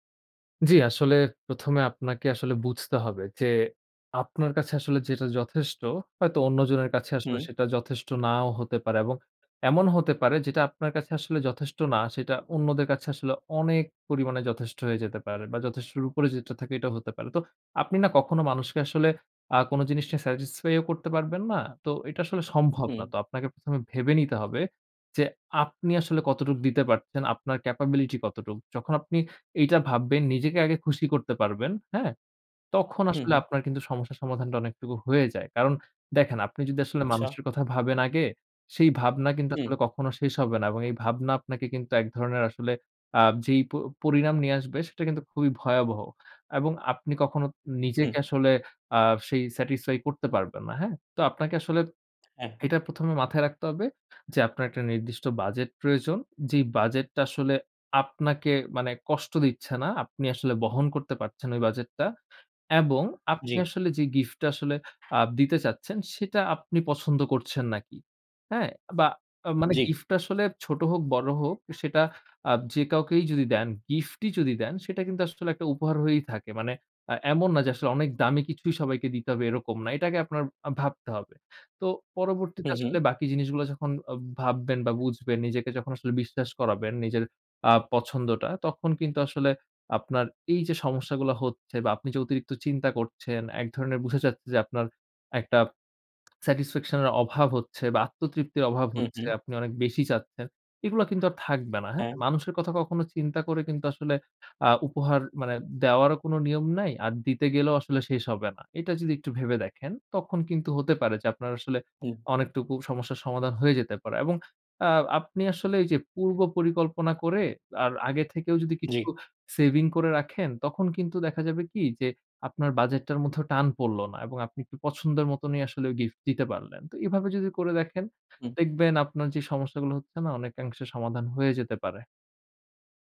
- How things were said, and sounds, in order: in English: "স্যাটিসফাই"; in English: "ক্যাপাবিলিটি"; in English: "স্যাটিসফাই"; background speech; in English: "স্যাটিসফ্যাকশন"
- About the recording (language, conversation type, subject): Bengali, advice, উপহার দিতে গিয়ে আপনি কীভাবে নিজেকে অতিরিক্ত খরচে ফেলেন?